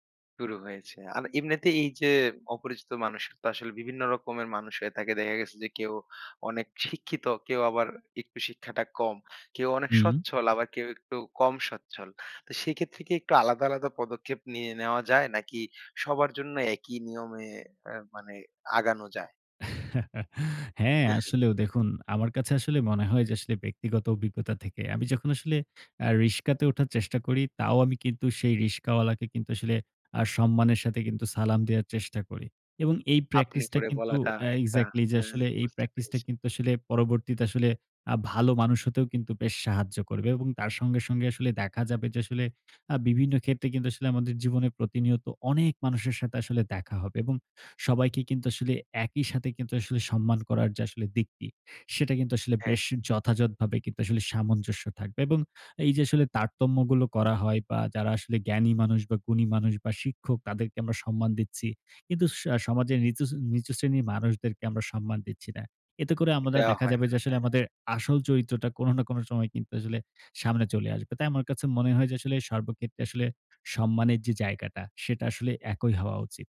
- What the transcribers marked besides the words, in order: chuckle; "রিকশাতে" said as "রিশকাতে"; "রিকশাওয়ালা" said as "রিশকাওয়ালা"; stressed: "অনেক"; "আমাদের" said as "আমারা"
- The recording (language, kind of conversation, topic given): Bengali, podcast, আপনি নতুন মানুষের সঙ্গে প্রথমে কীভাবে কথা শুরু করেন?